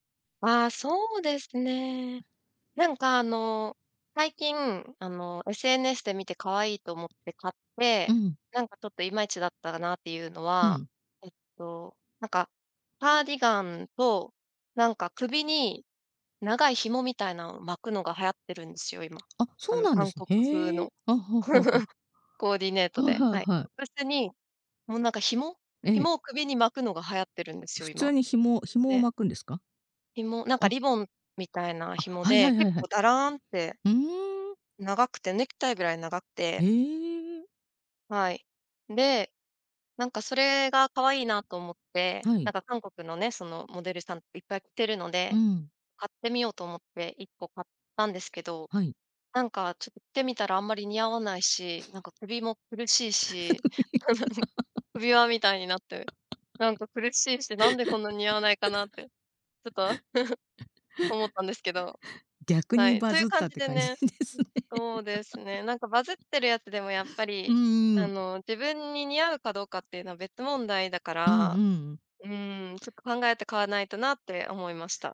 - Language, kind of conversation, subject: Japanese, podcast, SNSは服選びにどのくらい影響しますか？
- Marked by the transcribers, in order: other background noise; chuckle; chuckle; laugh; chuckle; laughing while speaking: "感じですね"; chuckle; chuckle